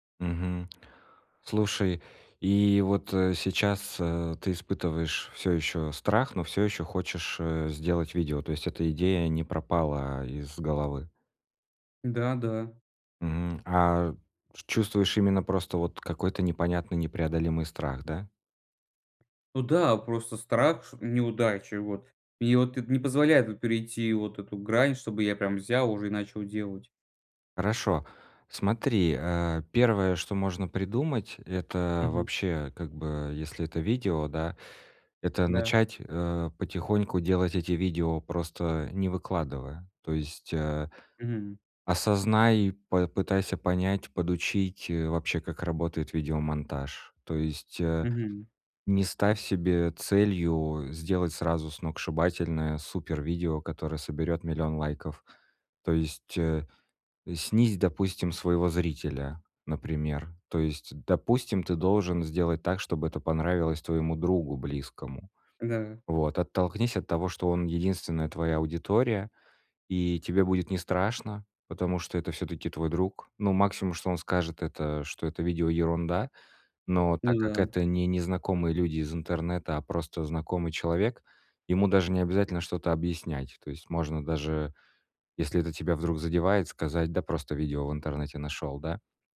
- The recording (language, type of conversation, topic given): Russian, advice, Как перестать бояться провала и начать больше рисковать?
- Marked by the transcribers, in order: none